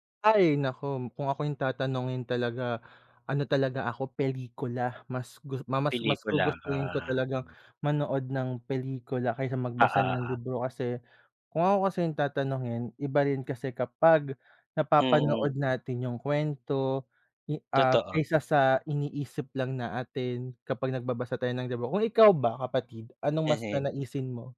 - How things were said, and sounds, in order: none
- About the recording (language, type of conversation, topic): Filipino, unstructured, Alin ang mas gusto mo: magbasa ng libro o manood ng pelikula?